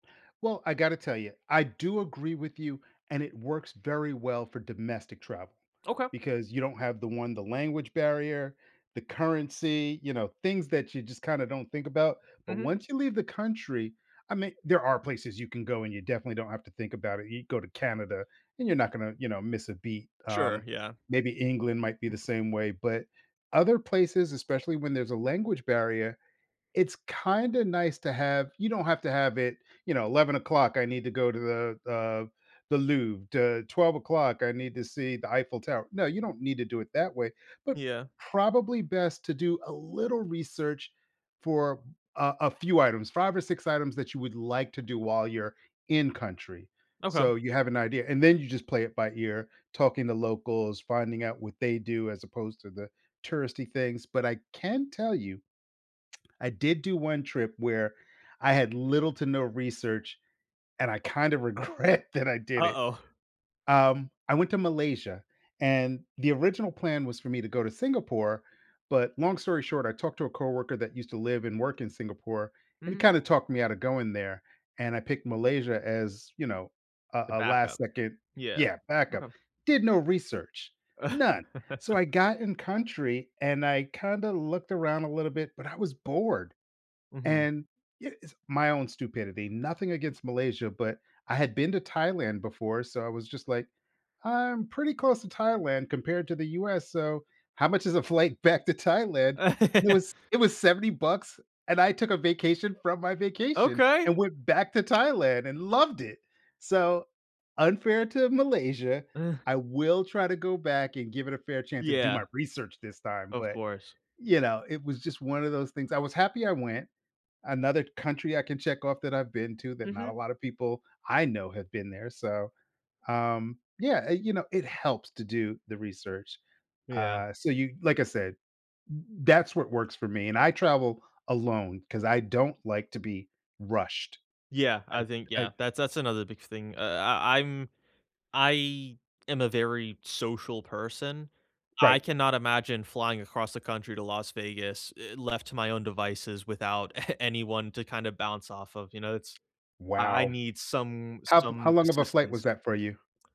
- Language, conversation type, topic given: English, unstructured, How should I decide what to learn beforehand versus discover in person?
- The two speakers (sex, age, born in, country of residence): male, 25-29, United States, United States; male, 55-59, United States, United States
- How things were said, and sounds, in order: tapping; laughing while speaking: "regret"; chuckle; laugh; chuckle